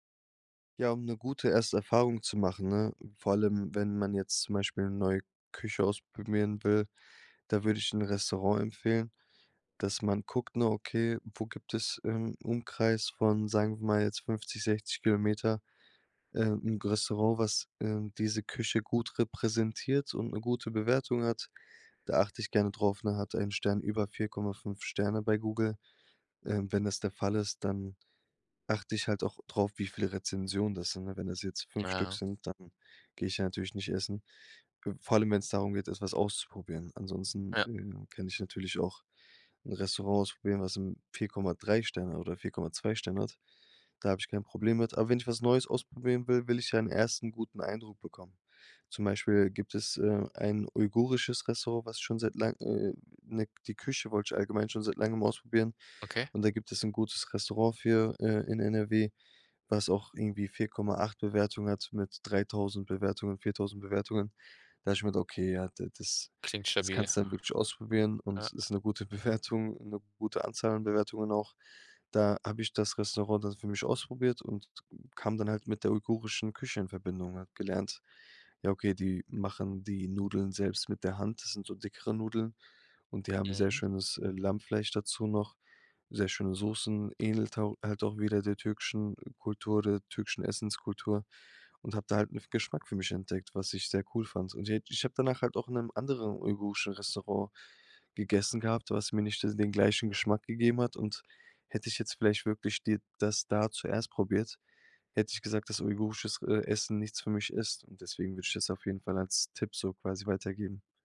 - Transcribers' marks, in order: other background noise; laughing while speaking: "Bewertung"; other noise
- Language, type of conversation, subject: German, podcast, Welche Tipps gibst du Einsteigerinnen und Einsteigern, um neue Geschmäcker zu entdecken?